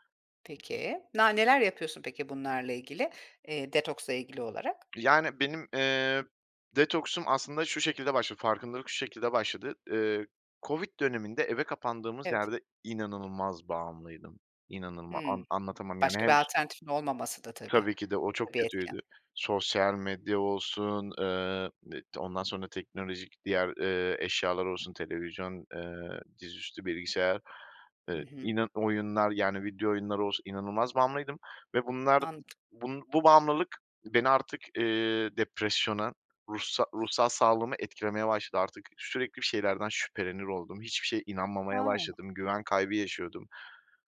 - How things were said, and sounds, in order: other background noise; stressed: "inanılmaz"; unintelligible speech
- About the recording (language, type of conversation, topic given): Turkish, podcast, Sosyal medyanın ruh sağlığı üzerindeki etkisini nasıl yönetiyorsun?